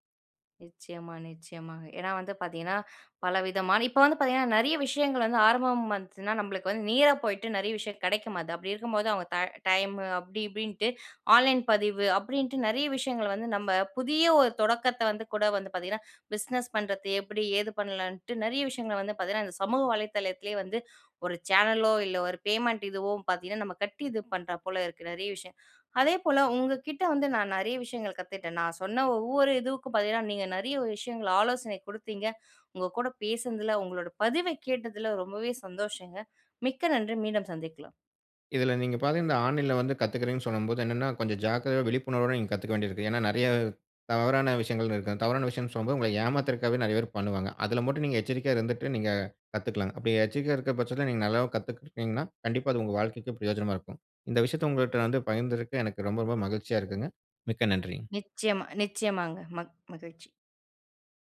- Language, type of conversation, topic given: Tamil, podcast, புதியதாக தொடங்குகிறவர்களுக்கு உங்களின் மூன்று முக்கியமான ஆலோசனைகள் என்ன?
- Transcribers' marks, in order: "நேரா" said as "நீரா"; "கெடைக்கமாட்டேங்குது" said as "கெடைக்கமாது"; "பார்த்தீங்கன்னா" said as "பார்த்தீனா"; "பாத்தீங்கனா" said as "பாத்தீனா"